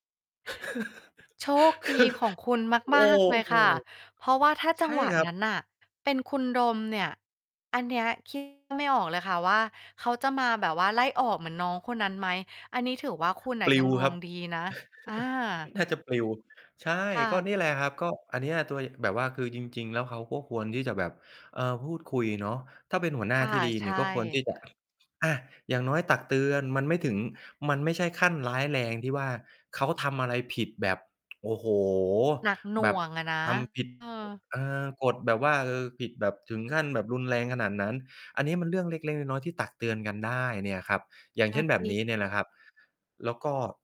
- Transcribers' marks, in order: chuckle; laughing while speaking: "คือ"; distorted speech; chuckle
- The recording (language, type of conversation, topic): Thai, podcast, หัวหน้าที่ดีควรมีลักษณะอะไรบ้าง?
- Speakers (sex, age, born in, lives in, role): female, 35-39, Thailand, Thailand, host; male, 35-39, Thailand, Thailand, guest